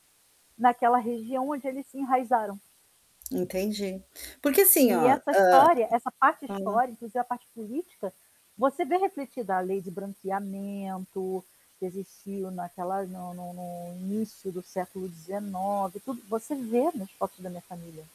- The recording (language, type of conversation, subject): Portuguese, advice, Como posso deixar uma marca na vida das pessoas e não ser esquecido?
- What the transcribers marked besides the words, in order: static; other background noise; tapping; distorted speech